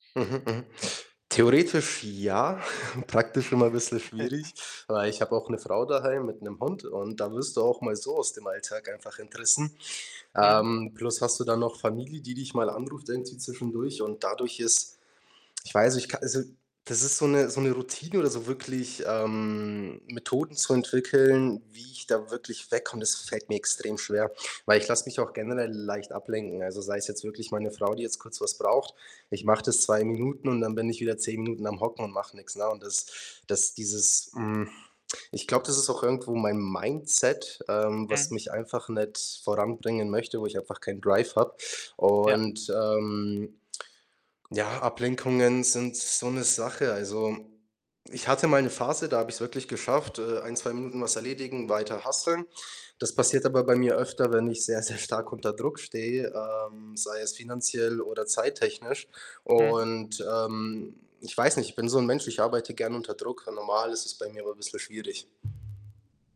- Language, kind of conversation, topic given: German, advice, Wie kann ich meine Impulse besser kontrollieren und Ablenkungen reduzieren?
- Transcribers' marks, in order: distorted speech; chuckle; other background noise; in English: "Drive"; drawn out: "ähm"; in English: "hustlen"; unintelligible speech; laughing while speaking: "sehr"